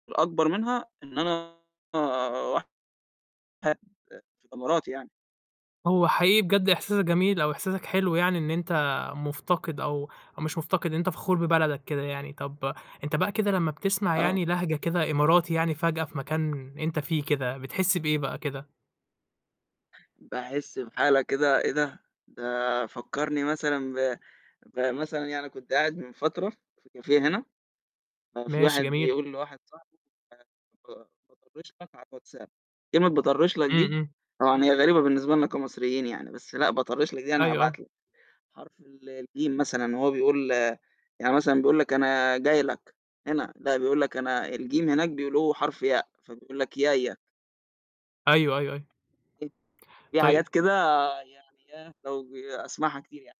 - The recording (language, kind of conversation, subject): Arabic, podcast, إيه أكتر حاجة وحشتك من الوطن وإنت بعيد؟
- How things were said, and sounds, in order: distorted speech; in English: "كافيه"; other noise; other background noise